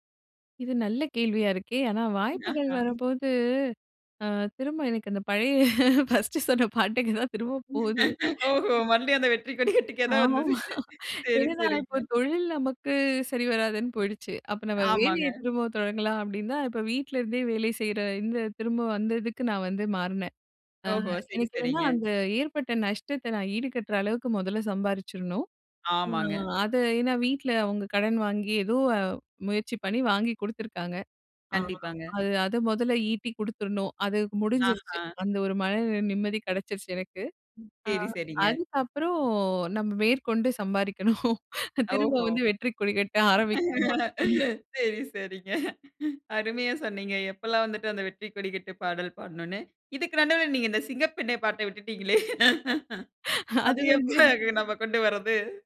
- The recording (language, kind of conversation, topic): Tamil, podcast, உங்கள் கடந்த ஆண்டுக்குப் பின்னணி இசை இருந்தால், அது எப்படிப் இருக்கும்?
- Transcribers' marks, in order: laughing while speaking: "ஃபர்ஸ்ட் சொன்ன பாட்டுக்குத்தான் திரும்ப போது"; laugh; laughing while speaking: "மறுபடியும் அந்த வெற்றிக்கொடி கட்டுக்கே தான் வந்துருக்கிங்க. சரி. சரிங்க"; other background noise; chuckle; laughing while speaking: "திரும்ப வந்து வெற்றி கொடி கட்ட ஆரம்பிக்கணும். அப்படின்னு"; laughing while speaking: "சரி. சரிங்க. அருமையா சொன்னீங்க. எப்பெல்லாம் … நமக்கு கொண்டு வரது?"; laugh